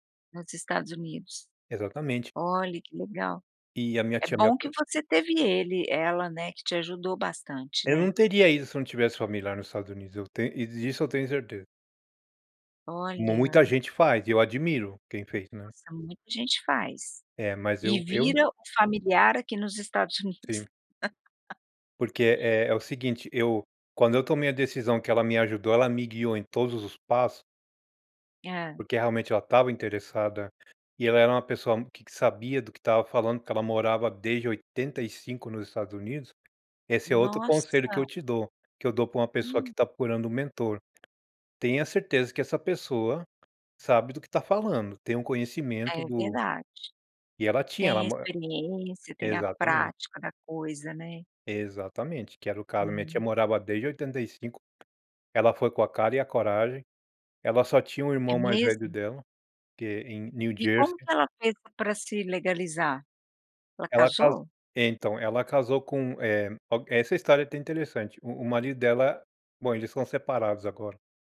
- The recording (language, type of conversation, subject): Portuguese, podcast, Que conselhos você daria a quem está procurando um bom mentor?
- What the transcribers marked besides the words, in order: tapping; other background noise; laugh